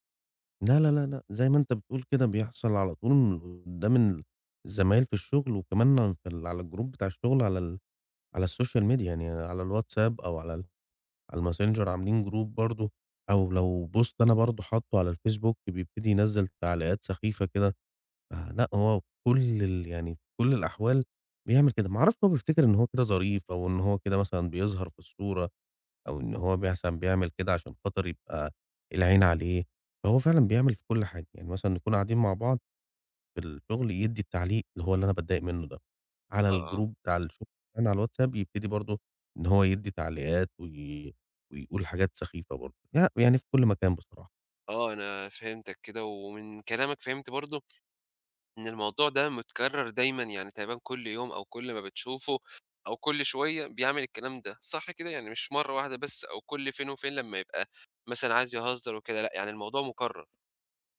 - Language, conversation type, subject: Arabic, advice, صديق بيسخر مني قدام الناس وبيحرجني، أتعامل معاه إزاي؟
- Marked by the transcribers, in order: in English: "الجروب"; in English: "السوشيال ميديا"; in English: "جروب"; in English: "بوست"; in English: "الجروب"; tapping; other background noise